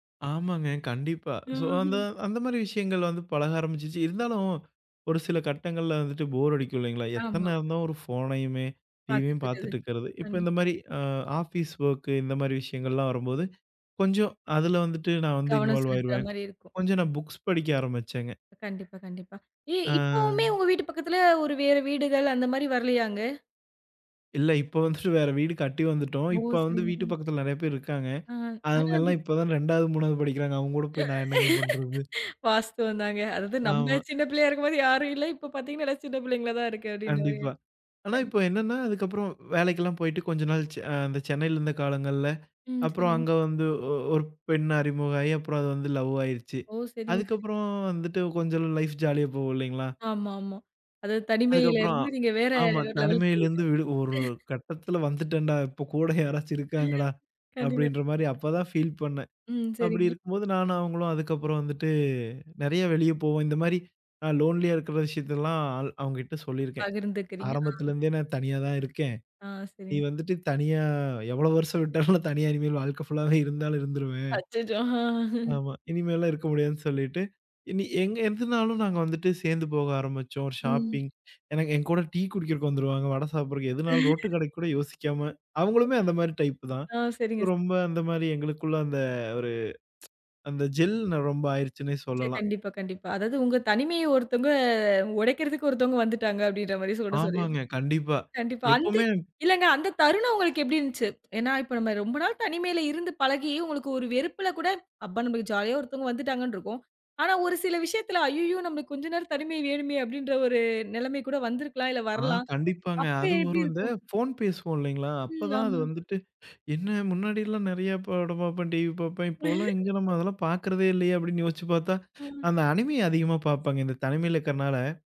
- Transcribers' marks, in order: in English: "சோ"; other noise; tapping; in English: "ஆஃபீஸ் ஓர்க்கு"; in English: "இன்வால்"; drawn out: "ஆ"; chuckle; unintelligible speech; laughing while speaking: "வாஸ்துவந்தாங்க. அதாது, நம்ம சின்ன பிள்ளையா … இருக்கு அப்டின்ற மாரி"; in English: "லெவல்க்கு"; laughing while speaking: "இப்ப கூட யாராச்சும் இருக்காங்கடா! அப்டின்ற மாரி அப்பதா ஃபீல் பண்ணேன்"; chuckle; in English: "லோன்லியா"; laughing while speaking: "அச்சச்சோ! அ"; chuckle; tsk; in English: "ஜெல்"; drawn out: "ஒருத்தங்க"; chuckle; in English: "அணிமி"
- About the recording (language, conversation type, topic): Tamil, podcast, தனிமையை சமாளிக்க உதவும் வழிகள் என்ன?